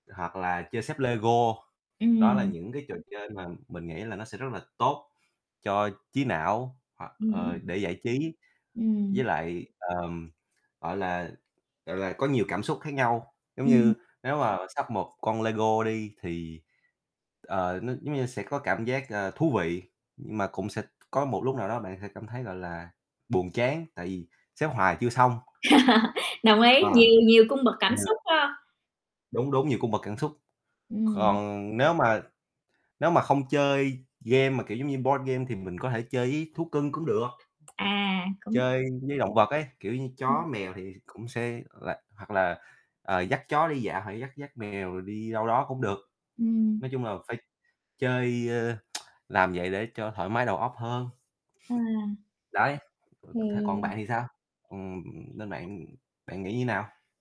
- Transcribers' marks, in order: laugh; distorted speech; in English: "board game"; tapping; unintelligible speech; tsk; other noise
- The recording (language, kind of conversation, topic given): Vietnamese, unstructured, Nếu không có máy chơi game, bạn sẽ giải trí vào cuối tuần như thế nào?